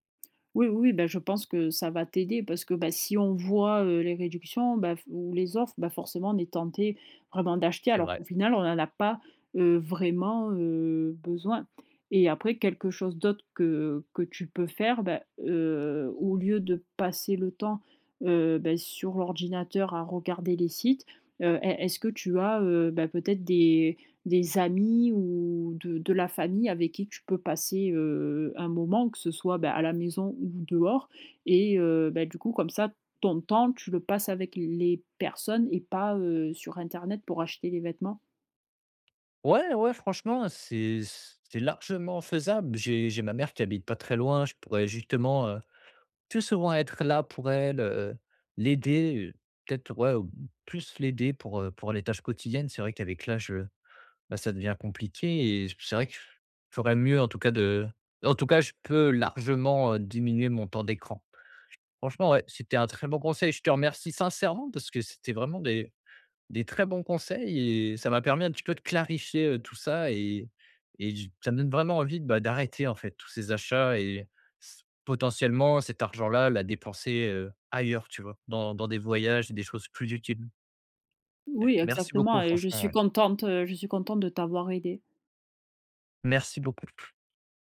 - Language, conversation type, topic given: French, advice, Comment puis-je mieux contrôler mes achats impulsifs au quotidien ?
- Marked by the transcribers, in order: stressed: "passer"; stressed: "amis"; stressed: "personnes"; stressed: "clarifier"